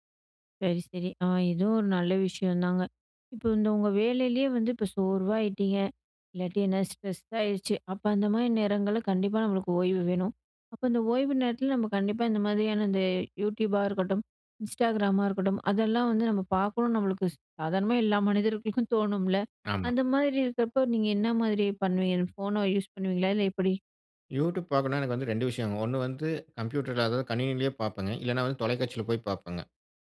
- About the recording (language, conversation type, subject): Tamil, podcast, கைபேசி அறிவிப்புகள் நமது கவனத்தைச் சிதறவைக்கிறதா?
- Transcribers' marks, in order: "ஆயிட்டிங்க" said as "ஆயிட்டிய"; in English: "ஸ்ட்ரெஸ்"; in English: "யூடியூபா"; in English: "இன்ஸ்டாகிராமா"; in English: "யூட்யூப்"